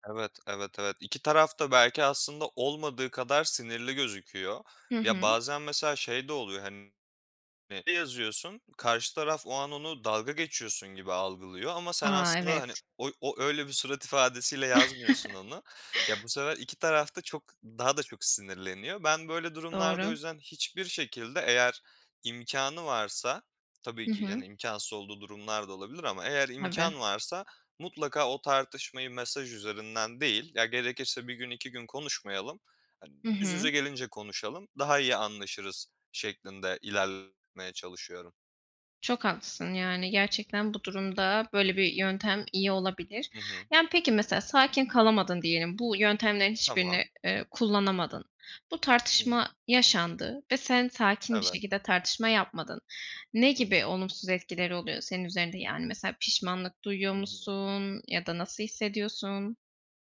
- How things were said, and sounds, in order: other background noise; unintelligible speech; background speech; chuckle; tapping; drawn out: "musun"
- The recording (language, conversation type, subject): Turkish, unstructured, Bir tartışmada sakin kalmak neden önemlidir?